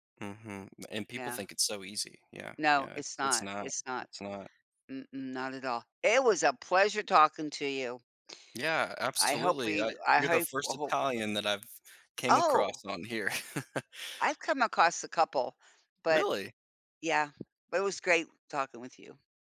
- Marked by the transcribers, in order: tapping; other background noise; chuckle
- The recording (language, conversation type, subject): English, unstructured, How have your past mistakes shaped who you are today?